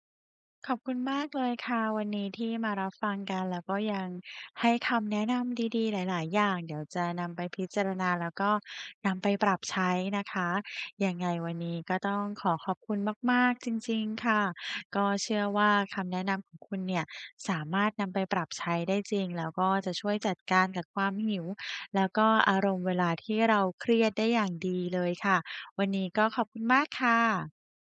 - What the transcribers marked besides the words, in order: none
- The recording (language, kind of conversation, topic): Thai, advice, จะรับมือกับความหิวและความอยากกินที่เกิดจากความเครียดได้อย่างไร?